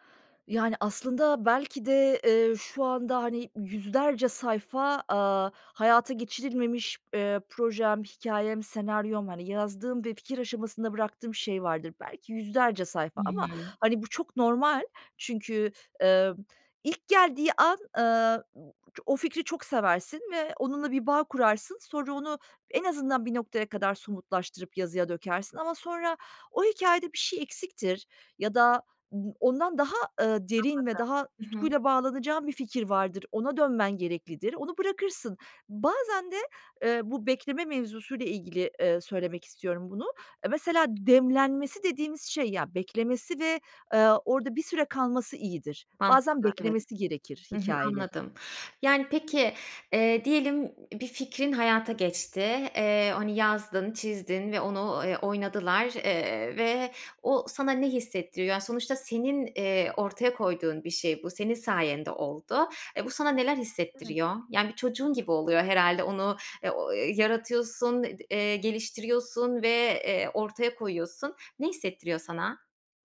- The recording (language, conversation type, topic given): Turkish, podcast, Anlık ilham ile planlı çalışma arasında nasıl gidip gelirsin?
- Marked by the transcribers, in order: other background noise